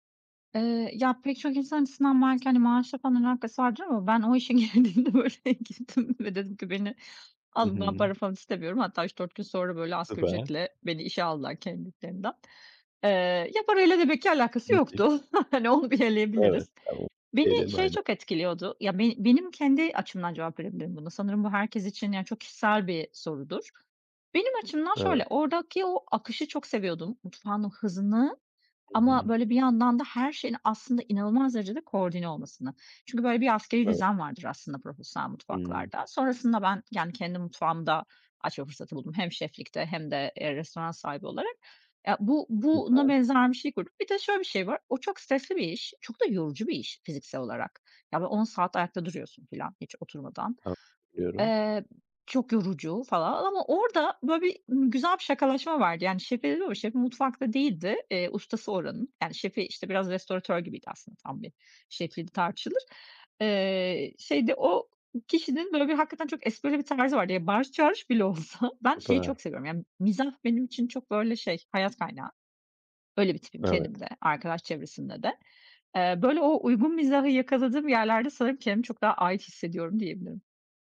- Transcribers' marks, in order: laughing while speaking: "ben o işe girdiğimde, böyle, girdim ve dedim ki"; chuckle; unintelligible speech; other background noise; unintelligible speech; unintelligible speech; laughing while speaking: "olsa"
- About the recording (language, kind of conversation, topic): Turkish, podcast, İnsanların kendilerini ait hissetmesini sence ne sağlar?